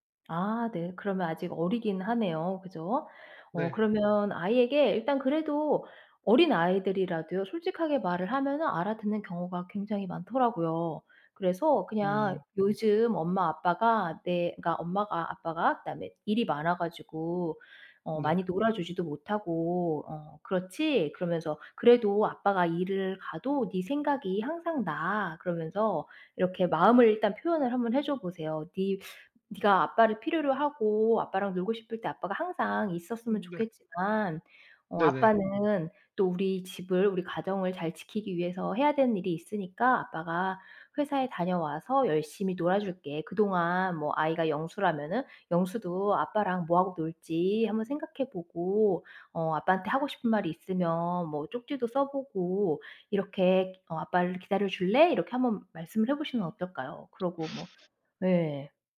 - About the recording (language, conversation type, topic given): Korean, advice, 회사와 가정 사이에서 균형을 맞추기 어렵다고 느끼는 이유는 무엇인가요?
- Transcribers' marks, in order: tapping; other background noise; teeth sucking